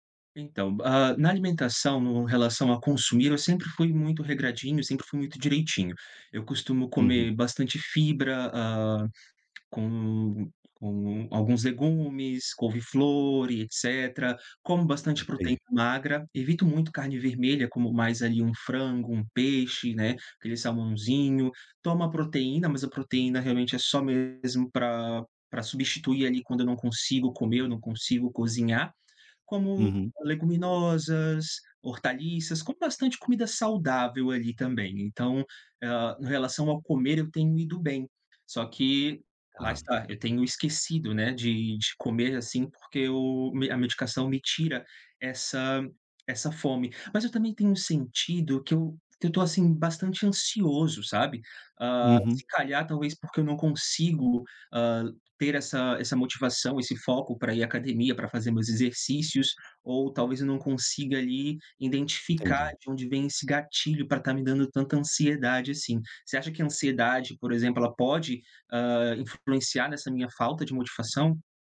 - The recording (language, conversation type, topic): Portuguese, advice, Como posso manter a rotina de treinos e não desistir depois de poucas semanas?
- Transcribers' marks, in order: tapping; other background noise